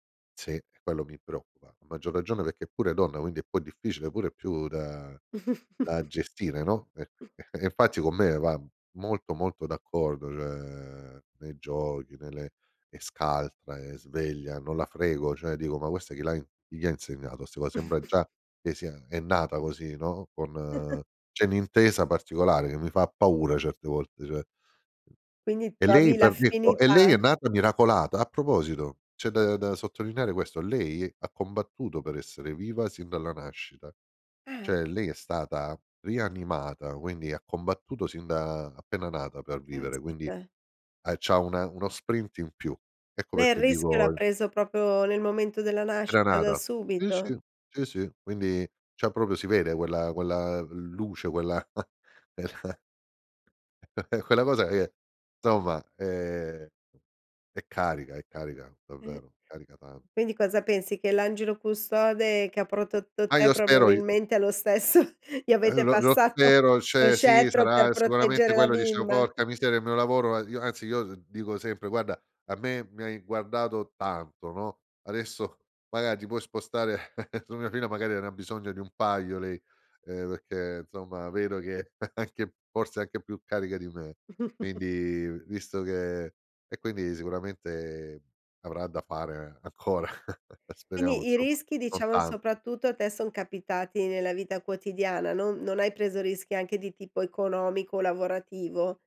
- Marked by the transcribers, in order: chuckle; chuckle; "cioè" said as "ceh"; "cioè" said as "ceh"; chuckle; chuckle; "cioè" said as "ceh"; other noise; unintelligible speech; "Cioè" said as "ceh"; in English: "sprint"; chuckle; other background noise; chuckle; chuckle; chuckle; chuckle; tapping
- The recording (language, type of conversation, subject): Italian, podcast, Qual è il rischio più grande che hai corso e cosa ti ha insegnato?